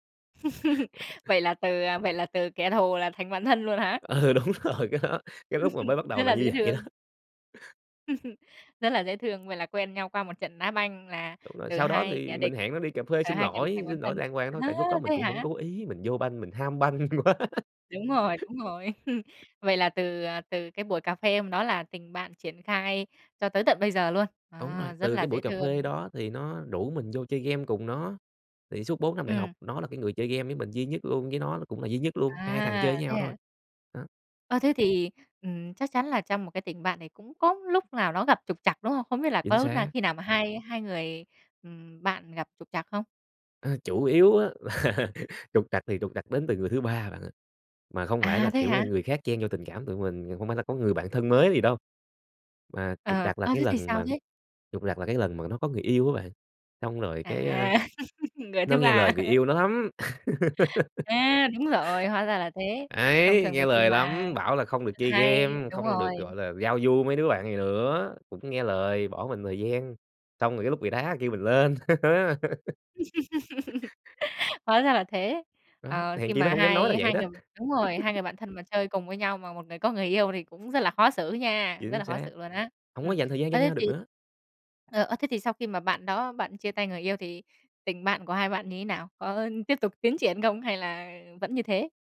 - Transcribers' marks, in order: laugh; other noise; tapping; laughing while speaking: "Ừ, đúng rồi, cái đó"; laugh; laughing while speaking: "vậy đó"; laugh; chuckle; laughing while speaking: "quá"; laugh; other background noise; laughing while speaking: "là"; laugh; laughing while speaking: "hả?"; laugh; laugh; laugh
- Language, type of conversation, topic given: Vietnamese, podcast, Theo bạn, thế nào là một người bạn thân?